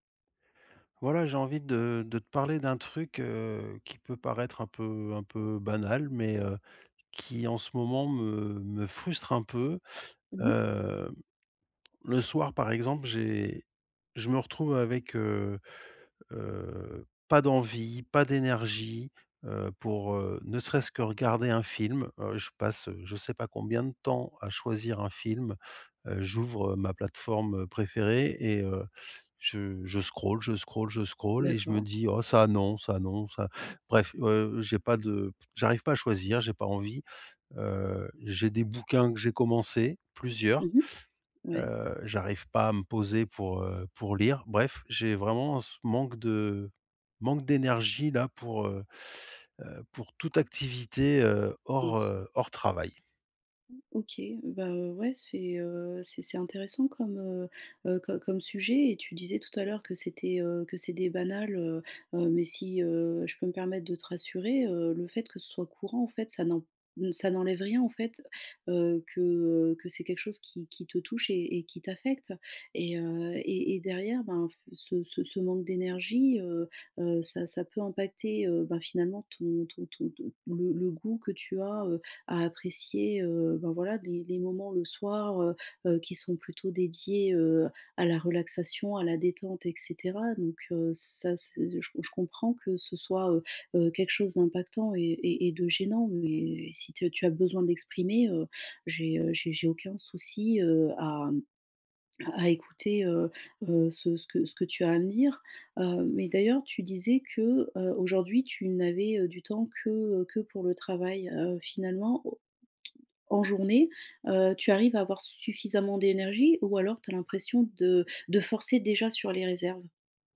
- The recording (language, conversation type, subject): French, advice, Pourquoi je n’ai pas d’énergie pour regarder ou lire le soir ?
- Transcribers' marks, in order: in English: "scroll"; in English: "scroll"; in English: "scroll"; tapping